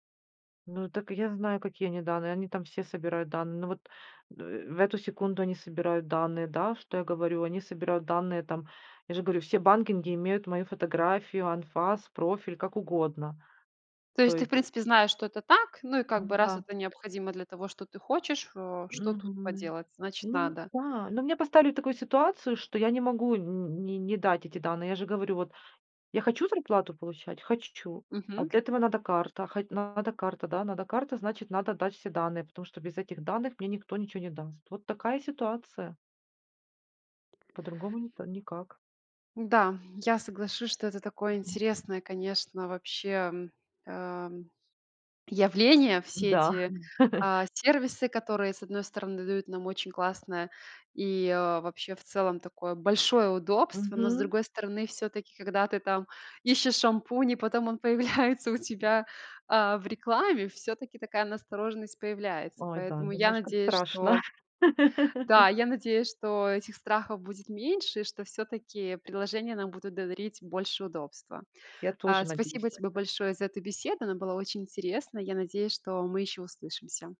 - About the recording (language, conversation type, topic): Russian, podcast, Где, по‑твоему, проходит рубеж между удобством и слежкой?
- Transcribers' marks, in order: other background noise; laughing while speaking: "М-да. Да"; laughing while speaking: "он появляется"; laugh